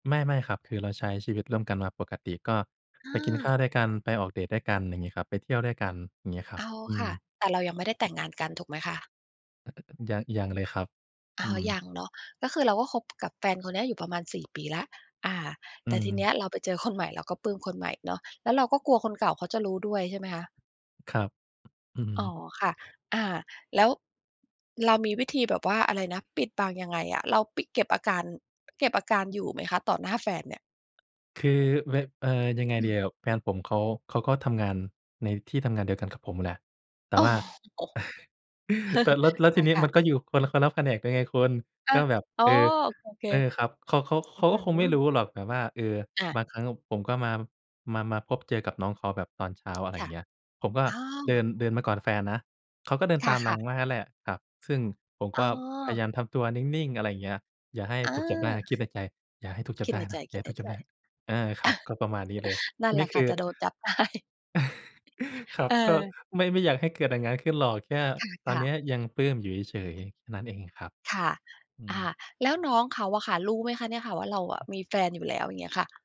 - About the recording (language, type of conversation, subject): Thai, advice, ชอบคนใหม่แต่ยังคบแฟนอยู่ งงกับความรู้สึก
- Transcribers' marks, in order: other noise; tapping; chuckle; laughing while speaking: "อ้อ"; chuckle; other background noise; unintelligible speech; chuckle; laughing while speaking: "ได้"; chuckle